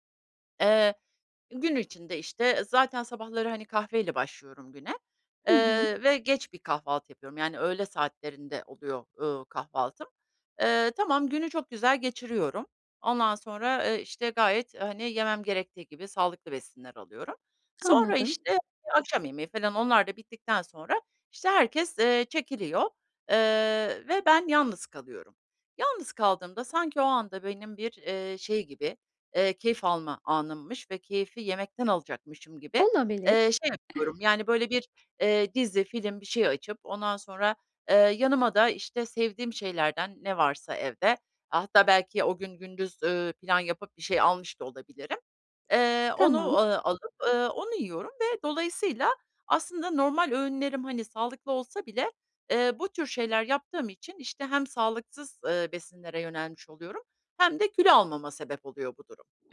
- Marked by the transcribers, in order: other background noise
- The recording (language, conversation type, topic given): Turkish, advice, Vücudumun açlık ve tokluk sinyallerini nasıl daha doğru tanıyabilirim?